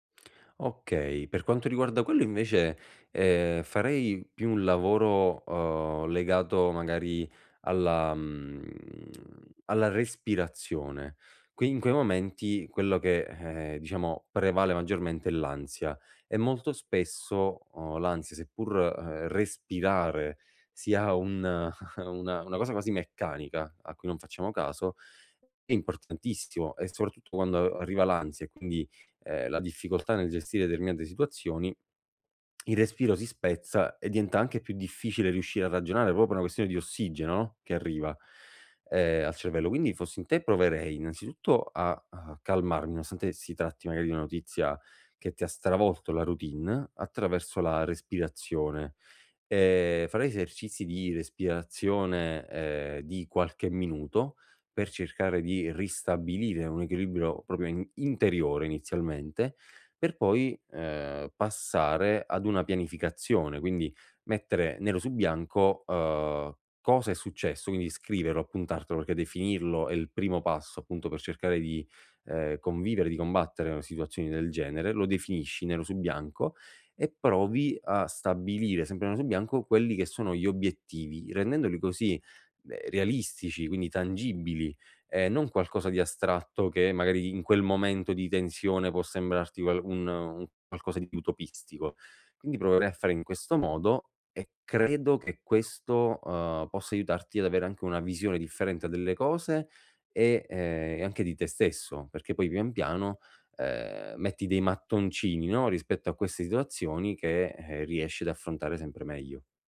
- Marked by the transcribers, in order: chuckle; tsk; "meglio" said as "mejo"
- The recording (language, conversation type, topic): Italian, advice, Come posso adattarmi quando un cambiamento improvviso mi fa sentire fuori controllo?